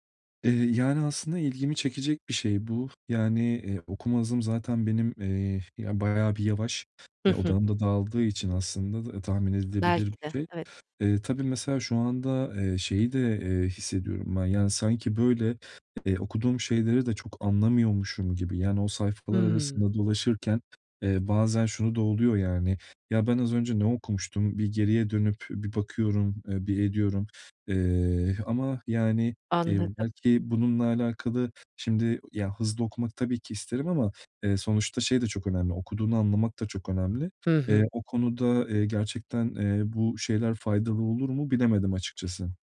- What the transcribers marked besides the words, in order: tapping; other background noise
- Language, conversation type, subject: Turkish, advice, Film ya da kitap izlerken neden bu kadar kolay dikkatimi kaybediyorum?